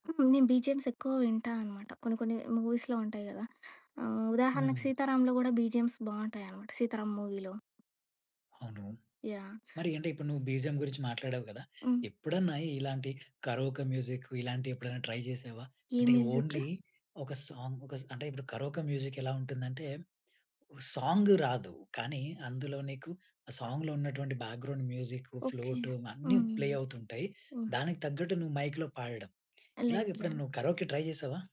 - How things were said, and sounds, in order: in English: "బిజిఎమ్స్"; in English: "మూవీస్‌లో"; in English: "బిజిఎమ్స్"; in English: "మూవీలో"; tapping; other background noise; in English: "బిజిఎమ్"; in English: "కరోకా మ్యూజిక్"; in English: "ట్రై"; in English: "మ్యూజిక్?"; in English: "ఓన్లీ"; in English: "సాంగ్"; in English: "కరోకా మ్యూజిక్"; in English: "సాంగ్"; in English: "సాంగ్‌లో"; in English: "బ్యాక్‌గ్రౌండ్ మ్యూజిక్, ఫ్లూట్"; in English: "ప్లే"; in English: "మైక్‌లో"; in English: "కరోకే ట్రై"
- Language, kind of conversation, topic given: Telugu, podcast, పాటల్లో మాటలూ మెలోడి—ఈ రెండింటిలో మీ హృదయాన్ని ఎక్కువగా తాకేది ఏది?